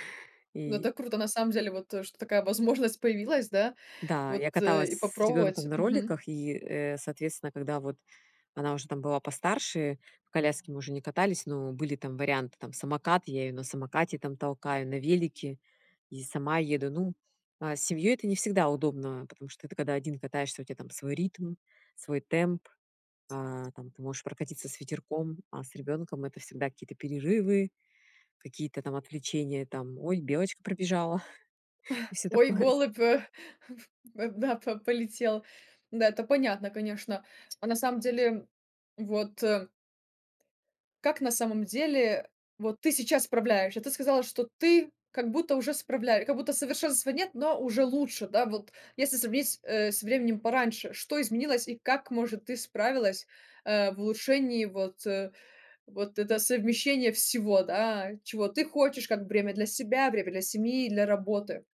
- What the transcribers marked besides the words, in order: chuckle; laughing while speaking: "и всё такое"; laughing while speaking: "э, да"; tapping
- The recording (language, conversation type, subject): Russian, podcast, Как совместить хобби с работой и семьёй?